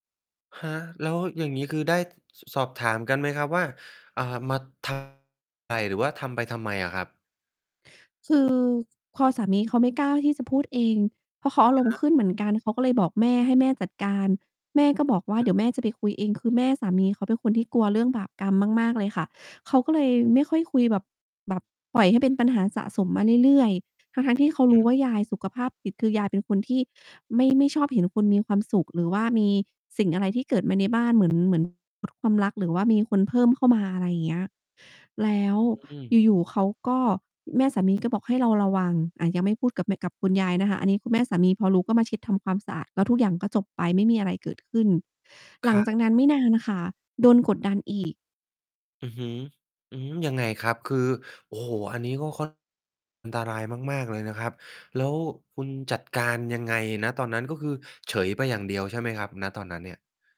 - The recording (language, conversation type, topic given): Thai, advice, ความคาดหวังจากญาติทำให้คุณรู้สึกกดดันหรือถูกตัดสินอย่างไร?
- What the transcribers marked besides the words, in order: distorted speech; laughing while speaking: "อะฮะ"; tapping; static